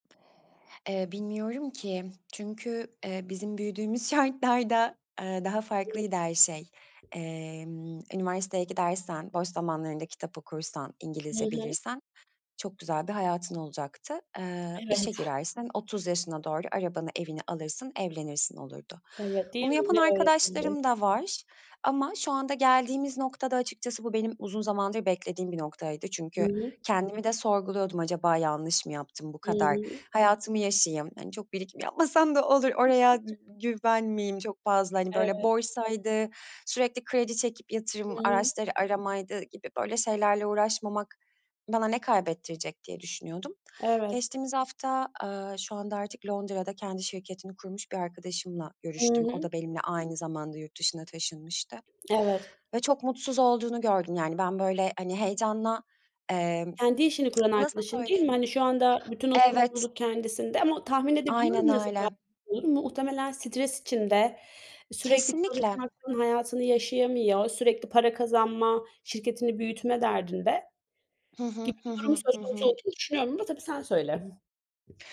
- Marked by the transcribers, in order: laughing while speaking: "şartlarda"; unintelligible speech; tapping; laughing while speaking: "Evet"; other background noise; laughing while speaking: "yapmasam"; cough; unintelligible speech
- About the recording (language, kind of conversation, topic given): Turkish, podcast, Maddi güvenliği mi yoksa tutkunun peşinden gitmeyi mi seçersin?